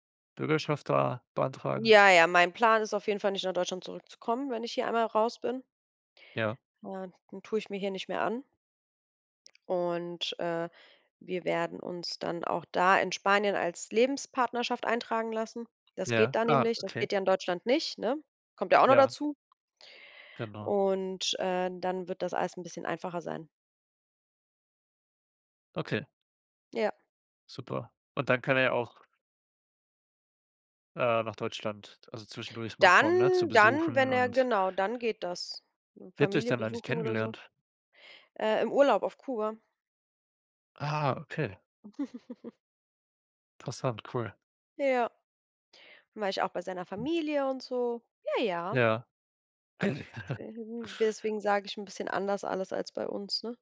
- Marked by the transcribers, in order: unintelligible speech; chuckle; other background noise; chuckle
- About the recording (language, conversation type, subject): German, unstructured, Wie verändert sich die Familie im Laufe der Zeit?